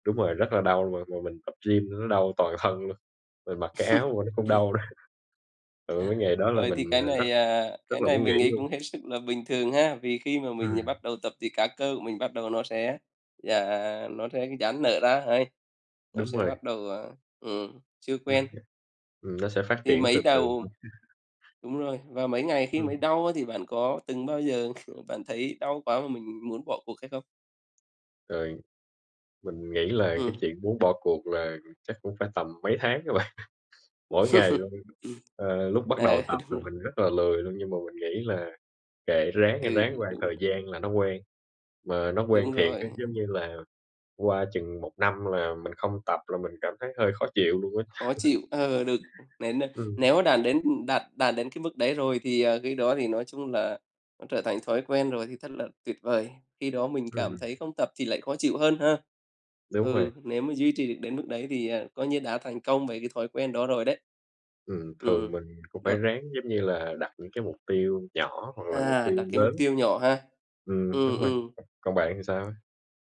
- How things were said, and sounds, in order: chuckle; laughing while speaking: "nữa"; tapping; other background noise; chuckle; laughing while speaking: "bạn"; chuckle; chuckle
- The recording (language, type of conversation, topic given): Vietnamese, unstructured, Làm thế nào để giữ động lực khi bắt đầu một chế độ luyện tập mới?